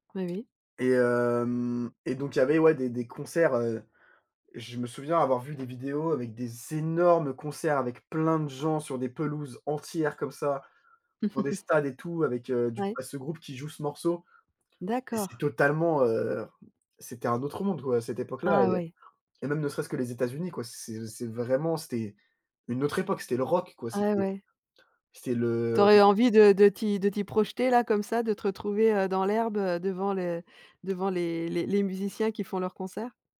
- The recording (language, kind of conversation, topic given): French, podcast, Quel morceau te donne à coup sûr la chair de poule ?
- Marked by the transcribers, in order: other background noise; stressed: "énormes"; chuckle; stressed: "rock"; tapping